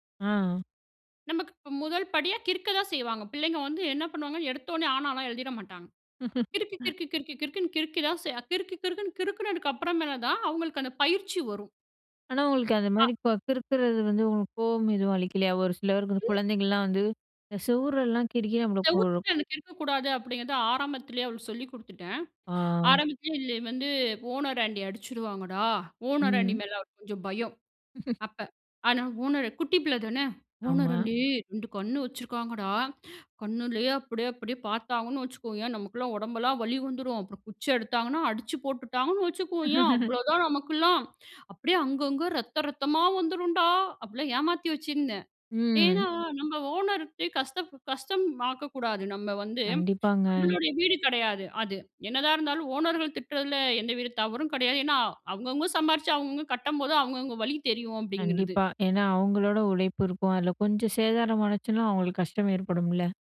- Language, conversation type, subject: Tamil, podcast, பிள்ளைகளின் வீட்டுப்பாடத்தைச் செய்ய உதவும்போது நீங்கள் எந்த அணுகுமுறையைப் பின்பற்றுகிறீர்கள்?
- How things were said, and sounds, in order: laugh; drawn out: "ஆ"; chuckle; put-on voice: "ஓனராண்டி ரெண்டு கண்ணு வச்சுருக்காங்கடா. கண்ணுலயே … ரத்தமா வந்துரும் டா"; laugh; drawn out: "ம்"